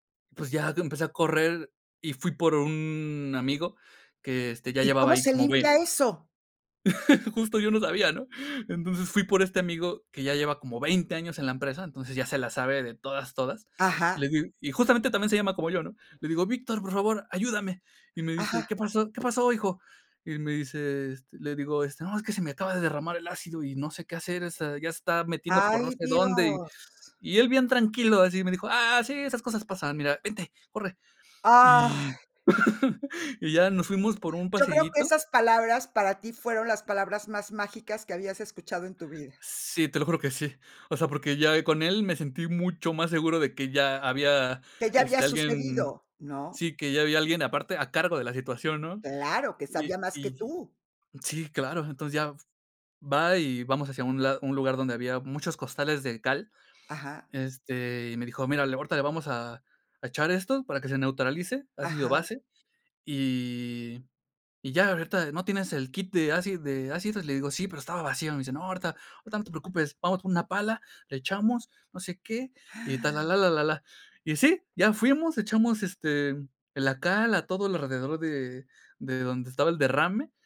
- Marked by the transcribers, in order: chuckle; laughing while speaking: "Justo yo no sabía, ¿no?"; chuckle; tapping; gasp
- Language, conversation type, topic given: Spanish, podcast, ¿Qué errores cometiste al aprender por tu cuenta?